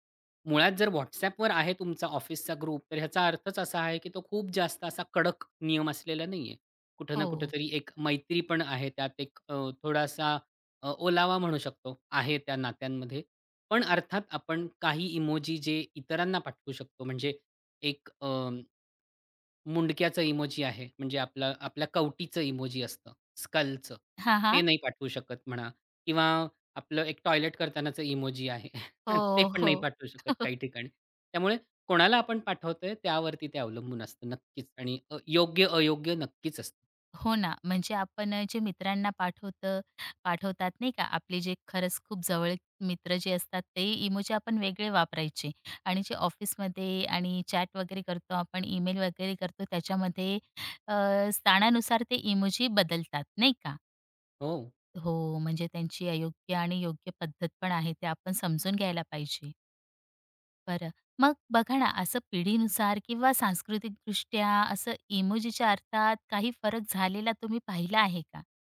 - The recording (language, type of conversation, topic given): Marathi, podcast, इमोजी वापरण्याबद्दल तुमची काय मते आहेत?
- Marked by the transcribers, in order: in English: "ग्रुप"; stressed: "कडक"; tapping; in English: "स्कलचं"; other noise; laugh; other background noise; laugh